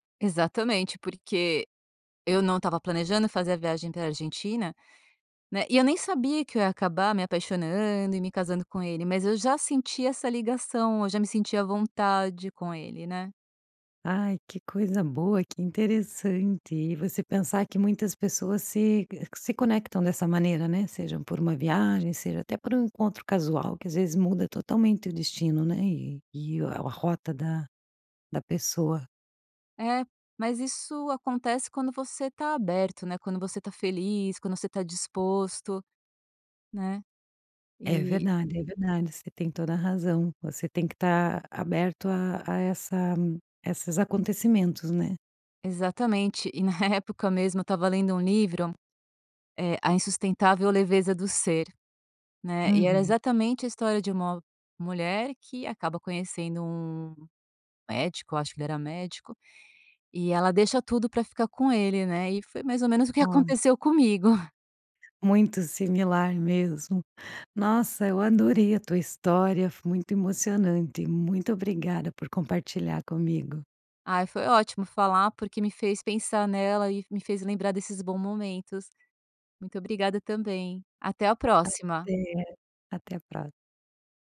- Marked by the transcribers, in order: "esses" said as "essas"; chuckle; "bons" said as "bom"
- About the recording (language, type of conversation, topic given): Portuguese, podcast, Já fez alguma amizade que durou além da viagem?